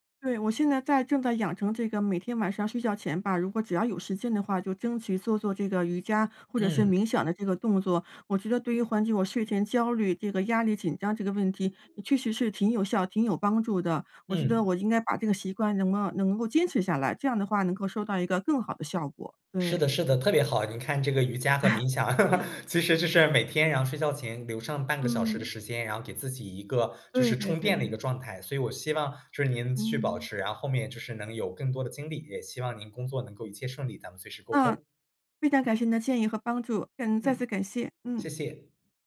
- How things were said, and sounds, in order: chuckle; laugh
- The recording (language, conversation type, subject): Chinese, advice, 我该如何安排工作与生活的时间，才能每天更平衡、压力更小？